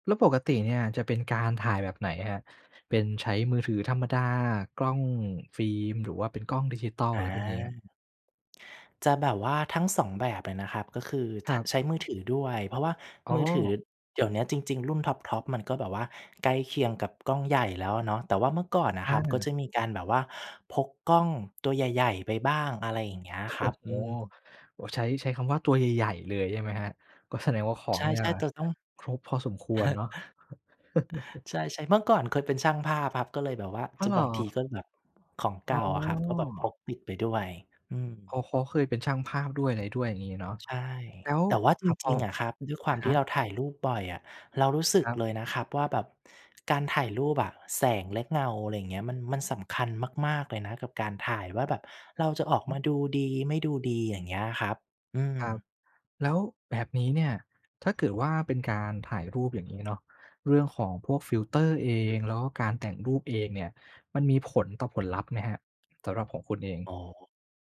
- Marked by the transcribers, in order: laughing while speaking: "โอ้โฮ"; other background noise; chuckle
- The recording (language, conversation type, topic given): Thai, podcast, ฟิลเตอร์และการแต่งรูปส่งผลต่อความมั่นใจของคุณอย่างไร?